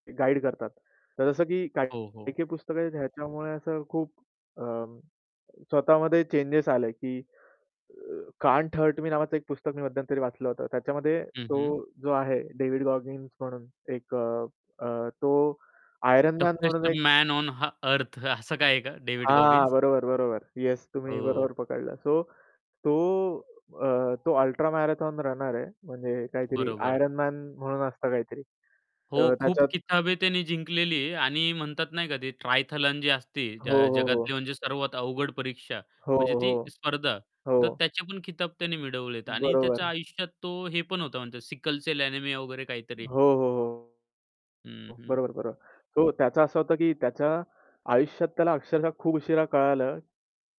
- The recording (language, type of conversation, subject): Marathi, podcast, तुम्ही वाचनाची सवय कशी वाढवली आणि त्यासाठी काही सोप्या टिप्स सांगाल का?
- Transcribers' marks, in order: static; distorted speech; other background noise; tapping; in English: "टफेस्ट मॅन ओन ह अर्थ"; in English: "सो"; in Hindi: "किताबें"; in Hindi: "खिताब"